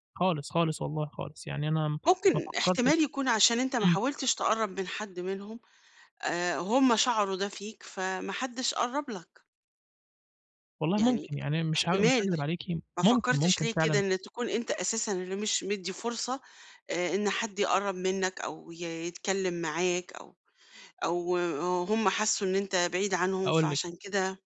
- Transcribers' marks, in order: none
- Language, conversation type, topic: Arabic, advice, إزاي ألاقي معنى وهدف في شغلي الحالي وأعرف لو مناسب ليا؟